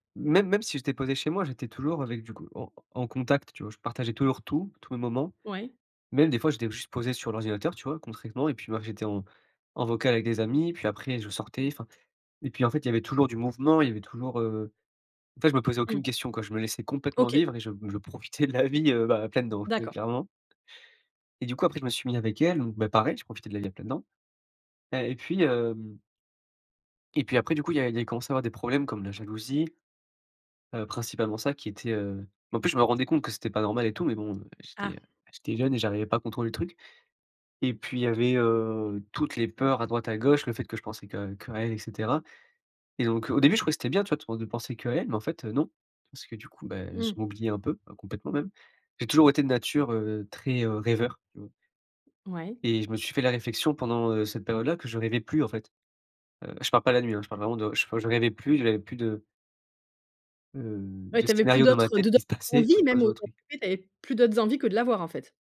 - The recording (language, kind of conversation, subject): French, podcast, Qu’est-ce qui t’a aidé à te retrouver quand tu te sentais perdu ?
- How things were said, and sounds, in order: laughing while speaking: "de la vie, heu"; laughing while speaking: "passaient"; unintelligible speech